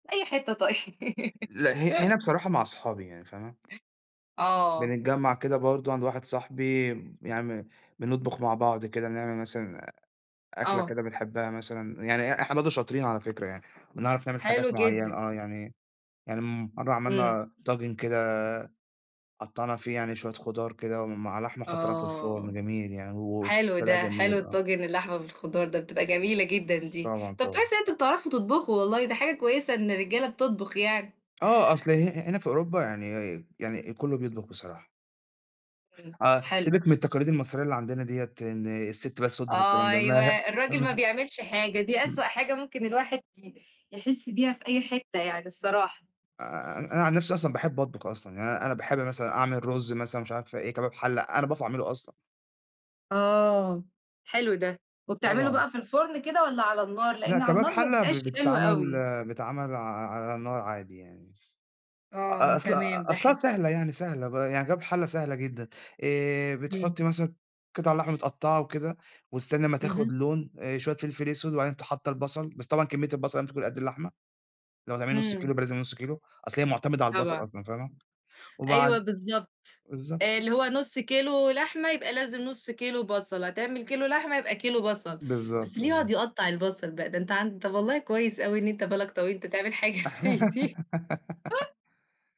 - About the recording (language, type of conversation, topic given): Arabic, unstructured, إزاي تخلق ذكريات حلوة مع عيلتك؟
- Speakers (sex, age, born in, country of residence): female, 30-34, Egypt, Portugal; male, 40-44, Italy, Italy
- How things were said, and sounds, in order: tapping; laughing while speaking: "طيب"; laugh; "يعني" said as "يعمي"; other noise; giggle; laughing while speaking: "حاجة زي دي"